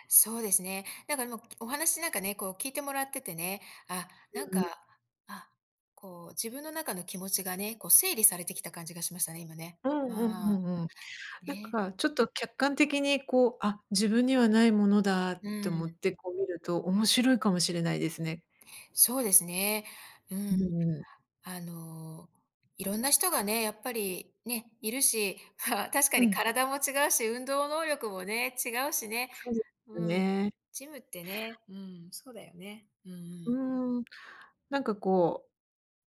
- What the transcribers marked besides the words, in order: tapping; other background noise
- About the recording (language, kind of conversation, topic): Japanese, advice, ジムで人の視線が気になって落ち着いて運動できないとき、どうすればいいですか？